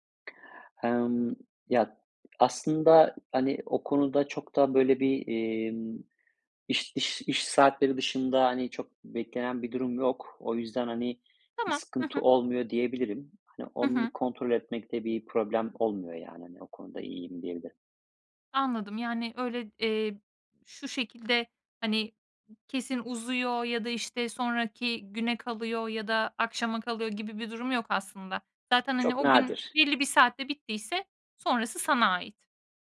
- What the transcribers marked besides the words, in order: tapping
- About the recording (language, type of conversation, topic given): Turkish, podcast, İş ve özel hayat dengesini nasıl kuruyorsun, tavsiyen nedir?